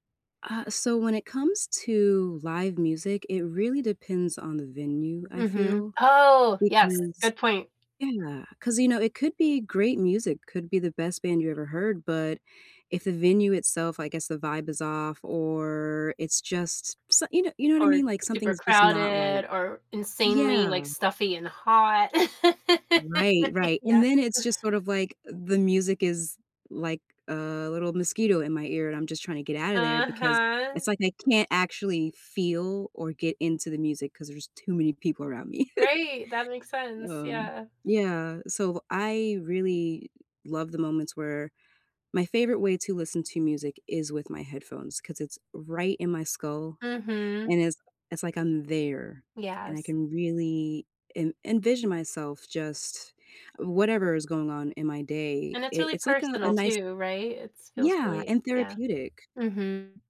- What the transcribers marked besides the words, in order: tapping; other background noise; drawn out: "or"; laugh; laughing while speaking: "Yep"; laugh
- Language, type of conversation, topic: English, unstructured, What are some unexpected ways music can affect your mood?